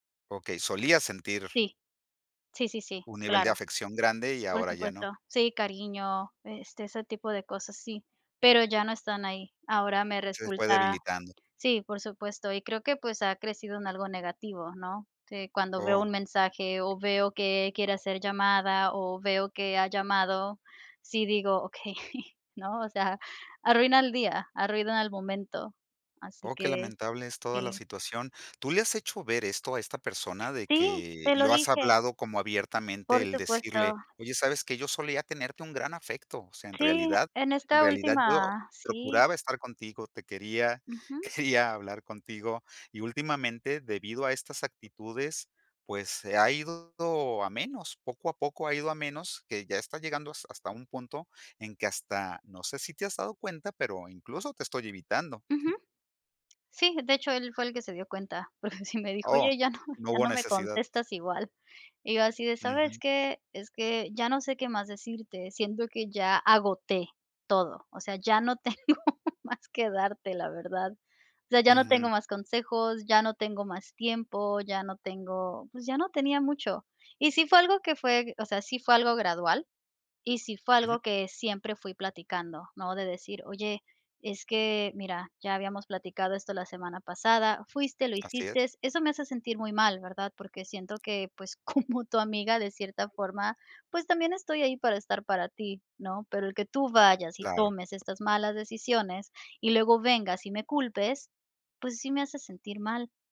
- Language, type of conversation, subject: Spanish, advice, ¿Cómo puedo alejarme de una amistad tóxica sin sentir culpa?
- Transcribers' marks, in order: chuckle; laughing while speaking: "quería"; other noise; laughing while speaking: "porque, sí me dijo: Oye, ya no ya no me contestas igual"; stressed: "agoté todo"; laughing while speaking: "tengo"; laughing while speaking: "como"; tapping